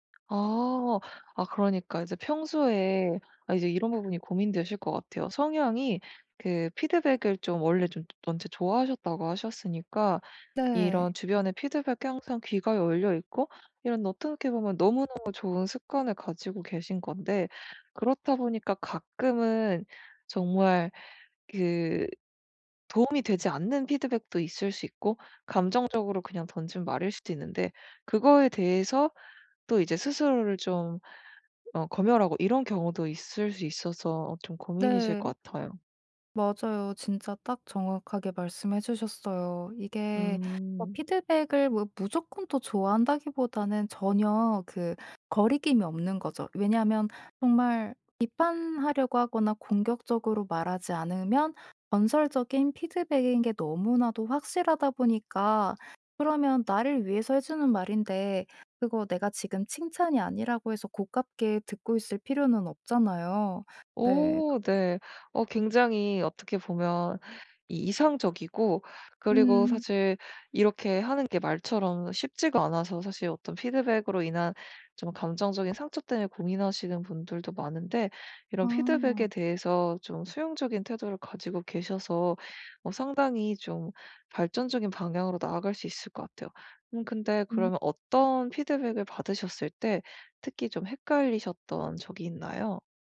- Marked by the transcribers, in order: other background noise; tapping
- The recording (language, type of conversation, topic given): Korean, advice, 피드백이 건설적인지 공격적인 비판인지 간단히 어떻게 구분할 수 있을까요?